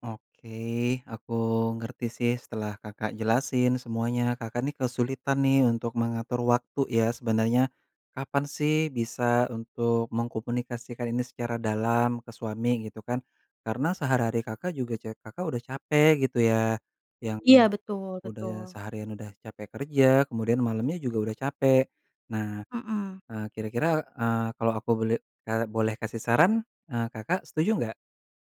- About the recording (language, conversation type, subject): Indonesian, advice, Bagaimana cara mengatasi pertengkaran yang berulang dengan pasangan tentang pengeluaran rumah tangga?
- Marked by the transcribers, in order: none